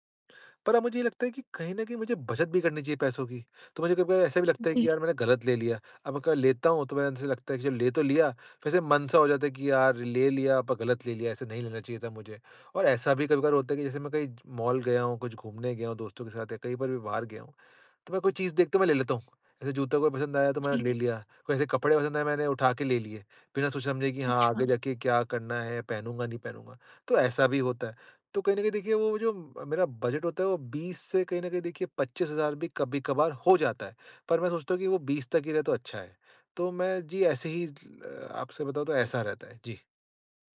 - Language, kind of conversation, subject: Hindi, advice, पैसे बचाते हुए जीवन की गुणवत्ता कैसे बनाए रखूँ?
- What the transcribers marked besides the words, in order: in English: "बजट"